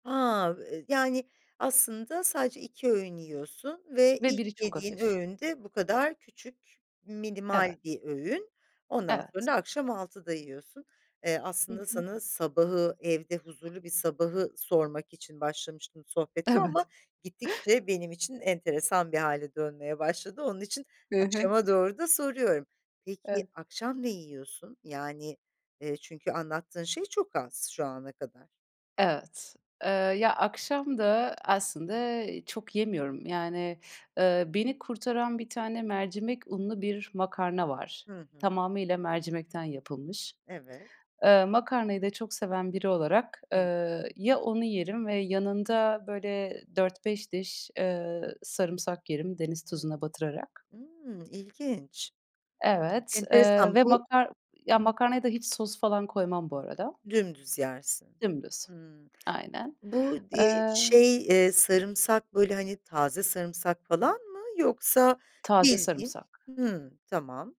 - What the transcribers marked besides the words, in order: other background noise; chuckle; tapping; unintelligible speech
- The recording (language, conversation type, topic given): Turkish, podcast, Evde huzurlu bir sabah yaratmak için neler yaparsın?